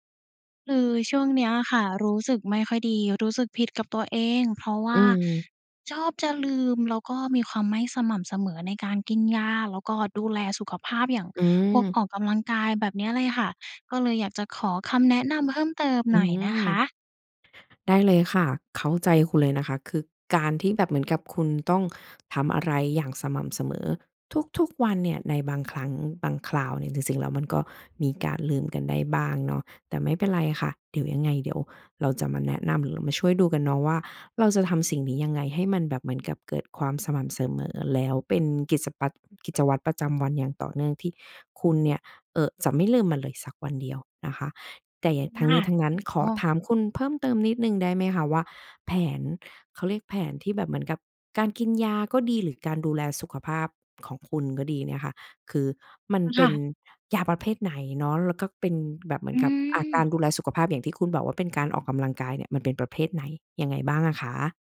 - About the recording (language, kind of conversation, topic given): Thai, advice, คุณมักลืมกินยา หรือทำตามแผนการดูแลสุขภาพไม่สม่ำเสมอใช่ไหม?
- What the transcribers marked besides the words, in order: other background noise